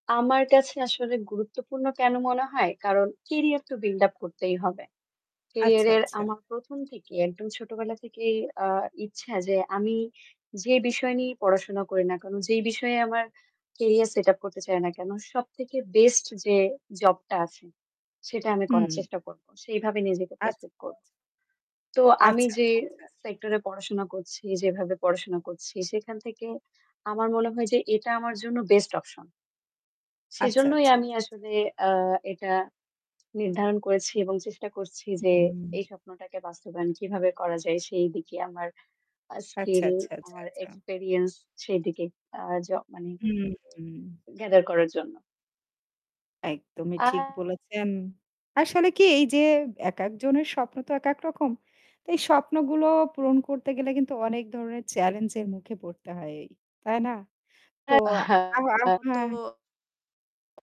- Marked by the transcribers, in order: other background noise; in English: "career set up"; in English: "best option"; mechanical hum; distorted speech
- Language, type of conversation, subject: Bengali, unstructured, আপনি কি কখনও বড় কোনো স্বপ্ন পূরণ করার কথা ভেবেছেন?